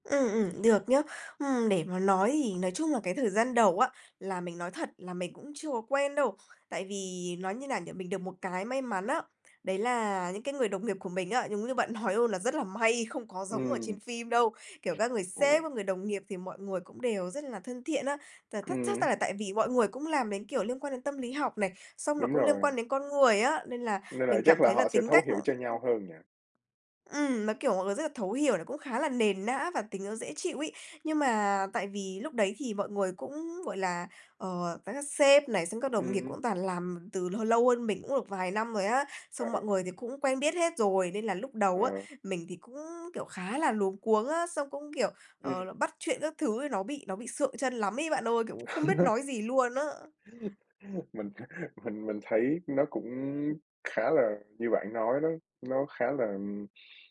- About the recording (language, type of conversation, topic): Vietnamese, podcast, Kinh nghiệm đi làm lần đầu của bạn như thế nào?
- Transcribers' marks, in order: laughing while speaking: "nói"; tapping; other background noise; unintelligible speech; chuckle